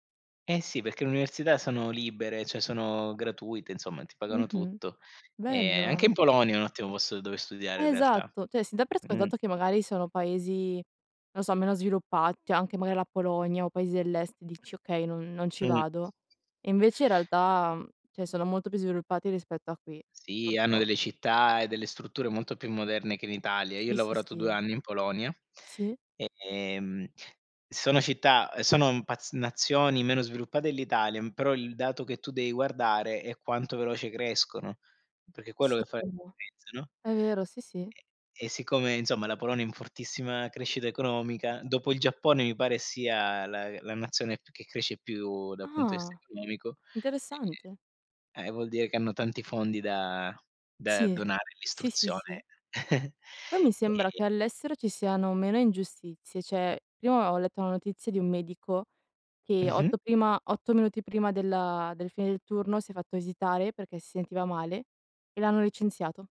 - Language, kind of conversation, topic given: Italian, unstructured, Quali problemi sociali ti sembrano più urgenti nella tua città?
- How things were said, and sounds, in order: "cioè" said as "ceh"; "cioè" said as "ceh"; tapping; "cioè" said as "ceh"; other background noise; unintelligible speech; unintelligible speech; surprised: "Ah"; chuckle